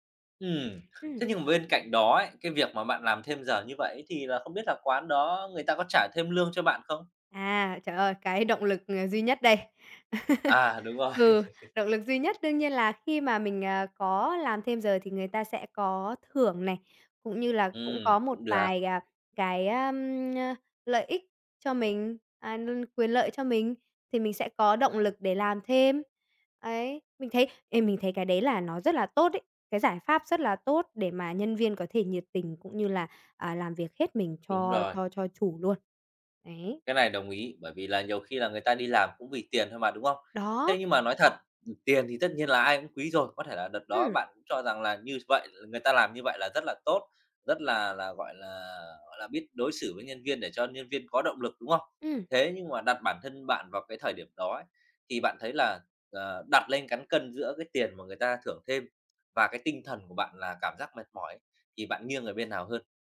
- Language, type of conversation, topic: Vietnamese, podcast, Văn hóa làm thêm giờ ảnh hưởng tới tinh thần nhân viên ra sao?
- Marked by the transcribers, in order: other background noise; laugh; tapping; chuckle